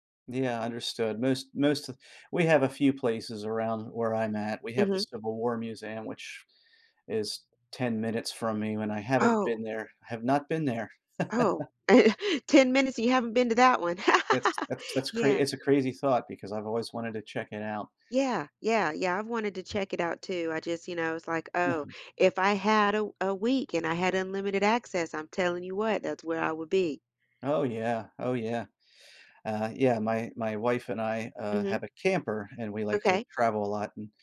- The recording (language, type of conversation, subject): English, unstructured, How would you spend a week with unlimited parks and museums access?
- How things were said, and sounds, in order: tapping; chuckle; laugh; chuckle